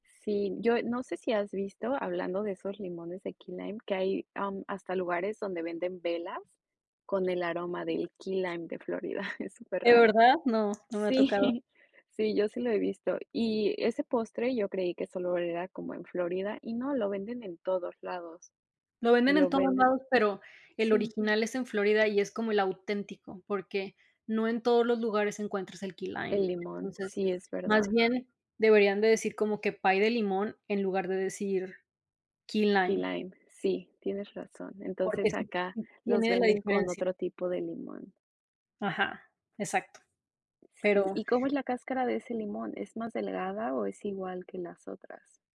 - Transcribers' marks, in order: tapping; laughing while speaking: "Florida"; laughing while speaking: "Sí"; other background noise; other noise
- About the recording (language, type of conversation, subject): Spanish, unstructured, ¿Cómo aprendiste a preparar tu postre favorito?
- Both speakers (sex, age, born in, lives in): female, 30-34, Mexico, United States; female, 40-44, Mexico, United States